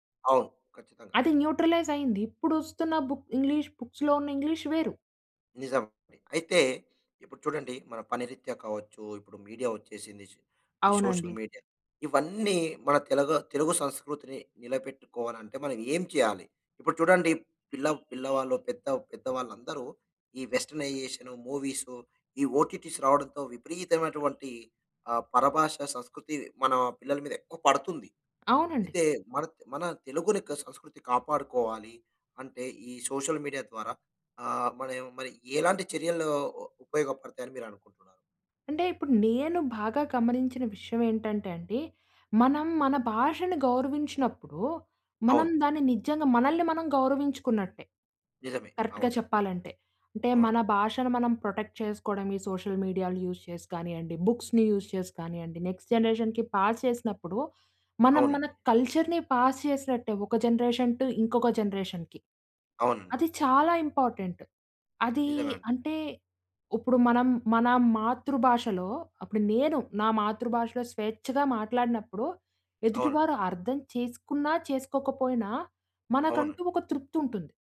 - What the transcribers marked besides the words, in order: in English: "బుక్ ఇంగ్లీష్ బుక్స్‌లో"; in English: "ఇంగ్లీష్"; in English: "మీడియా"; in English: "సోషల్ మీడియా"; horn; in English: "ఓటిటిస్"; in English: "సోషల్ మీడియా"; in English: "కరక్ట్‌గా"; in English: "ప్రొటెక్ట్"; in English: "యూజ్"; in English: "బుక్స్‌ని యూజ్"; in English: "నెక్స్ట్ జనరేషన్‌కి పాస్"; in English: "కల్చర్‌ని పాస్"; in English: "జనరేషన్ టు"; in English: "జనరేషన్‌కి"; in English: "ఇంపార్టెంట్"
- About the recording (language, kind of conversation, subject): Telugu, podcast, మీ ప్రాంతీయ భాష మీ గుర్తింపుకు ఎంత అవసరమని మీకు అనిపిస్తుంది?